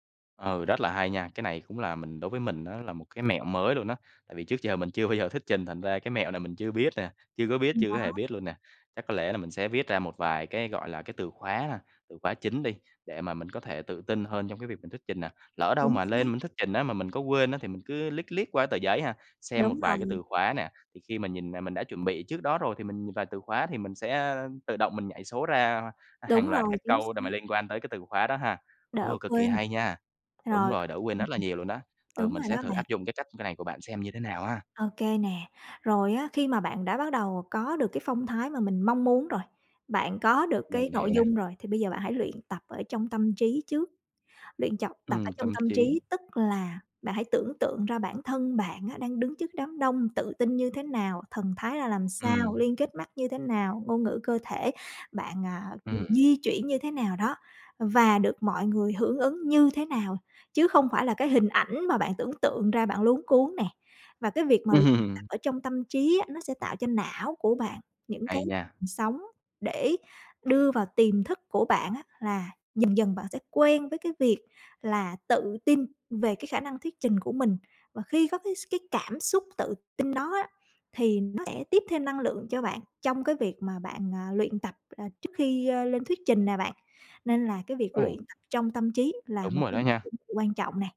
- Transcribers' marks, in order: other background noise; tapping; laughing while speaking: "Ừm"; unintelligible speech
- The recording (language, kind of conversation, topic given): Vietnamese, advice, Làm thế nào để vượt qua nỗi sợ nói trước đám đông và không còn né tránh cơ hội trình bày ý tưởng?
- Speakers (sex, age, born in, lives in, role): female, 35-39, Vietnam, Vietnam, advisor; male, 25-29, Vietnam, Vietnam, user